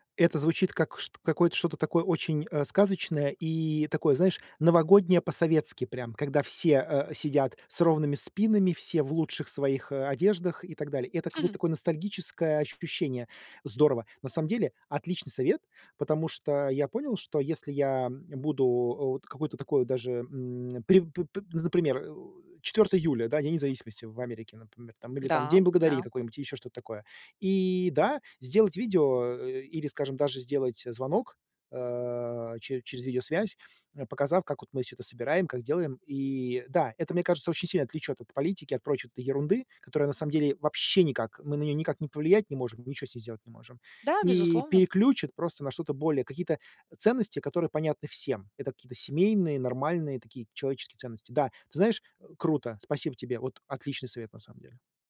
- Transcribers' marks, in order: chuckle
- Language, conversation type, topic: Russian, advice, Как сохранить близкие отношения, когда в жизни происходит много изменений и стресса?